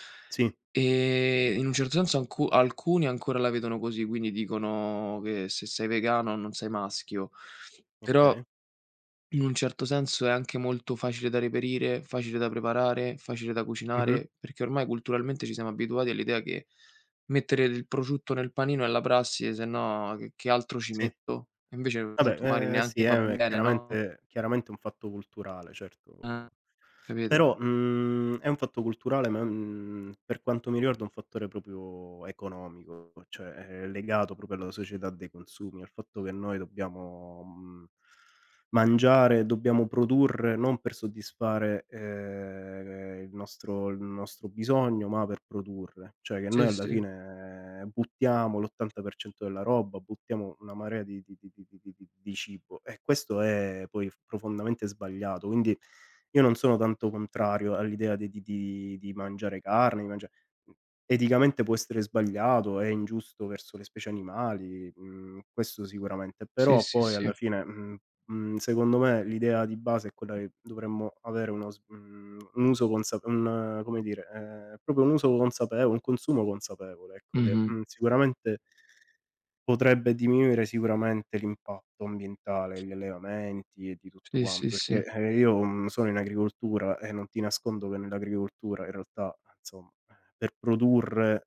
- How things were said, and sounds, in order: drawn out: "E"; other background noise; "proprio" said as "propio"; drawn out: "ehm"; "Cioè" said as "ceh"; tapping; "proprio" said as "propo"; sigh
- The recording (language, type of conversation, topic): Italian, unstructured, Quanto potrebbe cambiare il mondo se tutti facessero piccoli gesti ecologici?